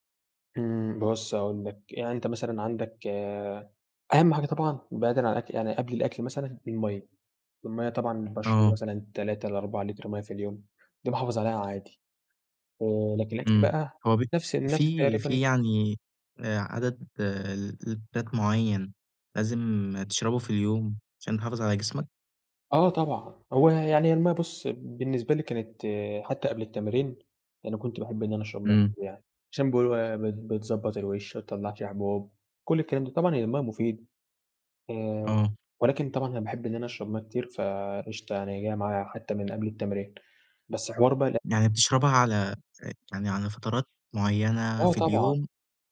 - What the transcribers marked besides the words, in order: tapping
- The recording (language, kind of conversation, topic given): Arabic, podcast, إزاي تحافظ على نشاطك البدني من غير ما تروح الجيم؟